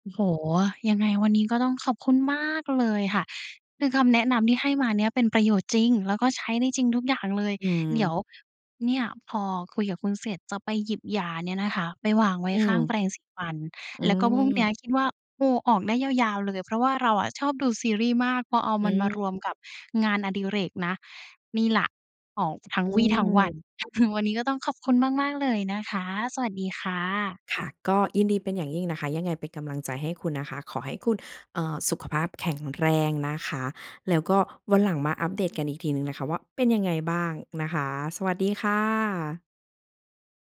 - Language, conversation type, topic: Thai, advice, คุณมักลืมกินยา หรือทำตามแผนการดูแลสุขภาพไม่สม่ำเสมอใช่ไหม?
- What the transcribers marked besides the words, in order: chuckle